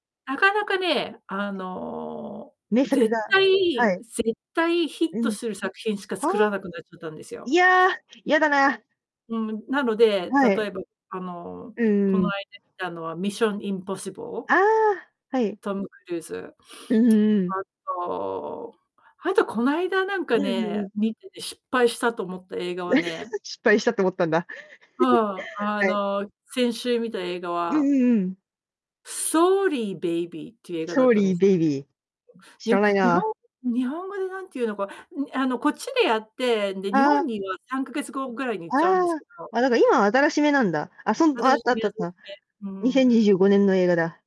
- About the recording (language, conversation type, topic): Japanese, unstructured, 映画の中でいちばん感動した場面は何ですか？
- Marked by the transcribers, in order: other background noise; distorted speech; sniff; chuckle; chuckle; unintelligible speech